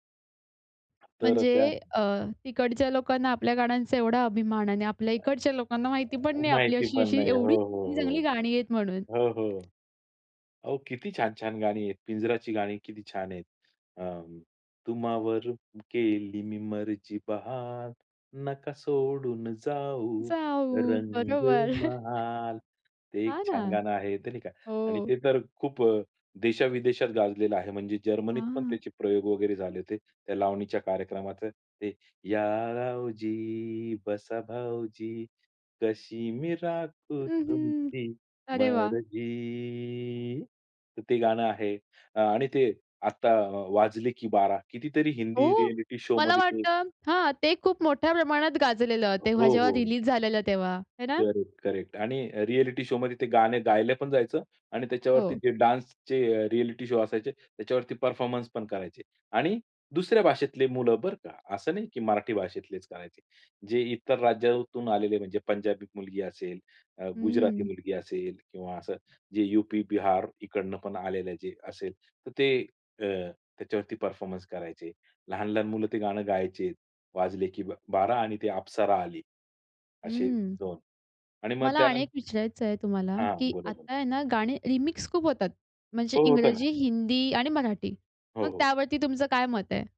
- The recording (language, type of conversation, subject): Marathi, podcast, तुमच्या भाषेतील गाणी तुमच्या ओळखीशी किती जुळतात?
- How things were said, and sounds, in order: other noise; tapping; singing: "तुम्हावर केली मी मर्जी बहाल, नका सोडून जाऊ रंगमहाल"; chuckle; singing: "या रावजी बसा भाऊजी, कशी मी राखू तुमची मर्जी"; in English: "रिएलिटी शोमध्ये"; in English: "रिएलिटी शोमध्ये"; in English: "डान्सचे रिएलिटी शो"